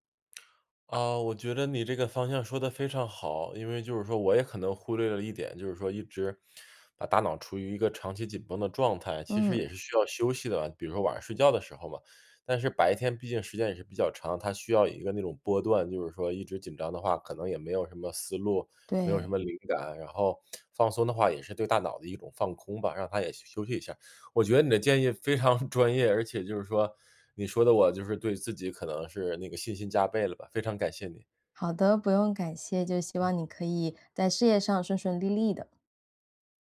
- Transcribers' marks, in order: tapping; other background noise; laughing while speaking: "常"
- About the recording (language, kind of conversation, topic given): Chinese, advice, 休闲时我总是感到内疚或分心，该怎么办？